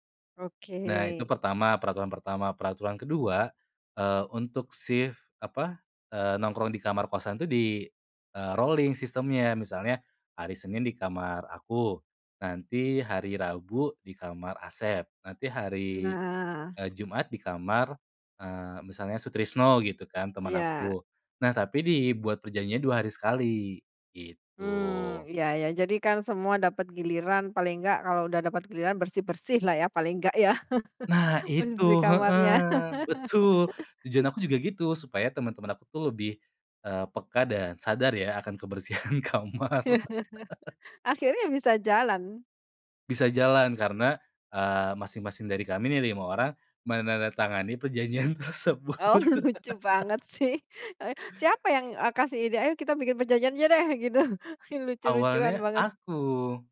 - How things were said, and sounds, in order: in English: "rolling"; chuckle; laugh; laughing while speaking: "kebersihan kamar"; chuckle; tapping; laughing while speaking: "Oh lucu banget sih"; laughing while speaking: "tersebut"; laugh; laughing while speaking: "gitu"
- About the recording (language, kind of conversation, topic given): Indonesian, podcast, Bagaimana cara menegaskan batas tanpa membuat hubungan menjadi renggang?